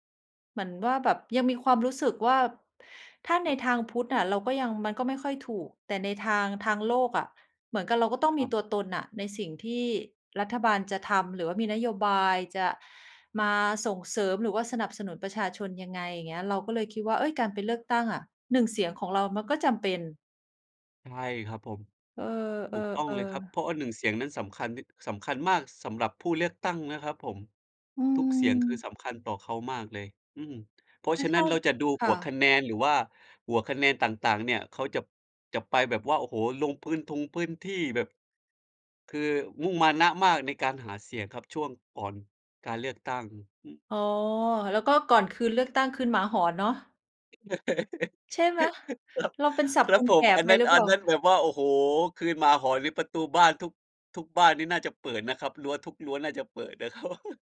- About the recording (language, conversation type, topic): Thai, unstructured, คุณคิดว่าการเลือกตั้งมีความสำคัญแค่ไหนต่อประเทศ?
- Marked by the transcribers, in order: laugh; laughing while speaking: "ครับ"; laughing while speaking: "ครับ"